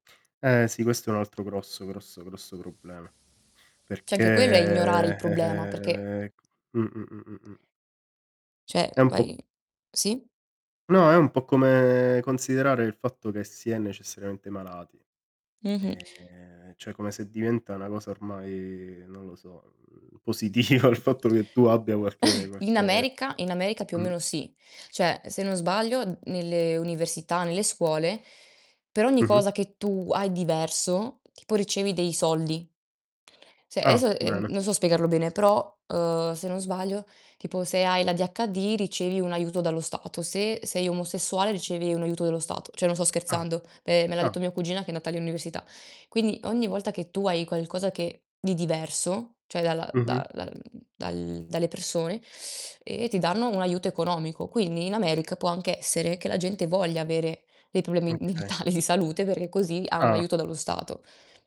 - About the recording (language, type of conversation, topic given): Italian, unstructured, Cosa pensi delle persone che ignorano i problemi di salute mentale?
- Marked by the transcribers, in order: other background noise; tapping; static; distorted speech; "Cioè" said as "ceh"; drawn out: "Perché eh-eh"; "cioè" said as "ceh"; "necessariamente" said as "necessarente"; "cioè" said as "ceh"; laughing while speaking: "positiva"; chuckle; "Cioè" said as "ceh"; "Cioè" said as "ceh"; "esso" said as "eso"; "Cioè" said as "ceh"; "cioè" said as "ceh"; teeth sucking; laughing while speaking: "mentali"